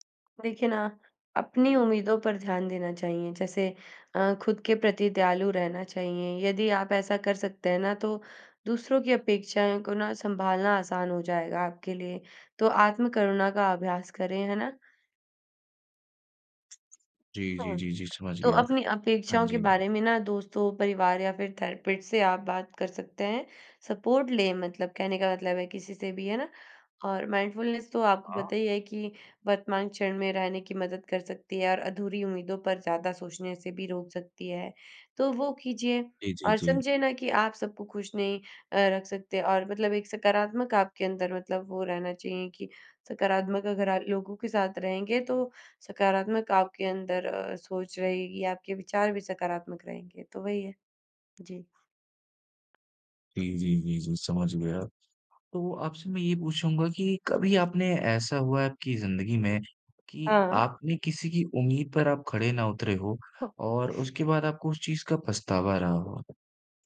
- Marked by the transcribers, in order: in English: "थेरेपिस्ट"; in English: "सपोर्ट"; in English: "माइंडफुलनेस"
- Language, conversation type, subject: Hindi, podcast, दूसरों की उम्मीदों से आप कैसे निपटते हैं?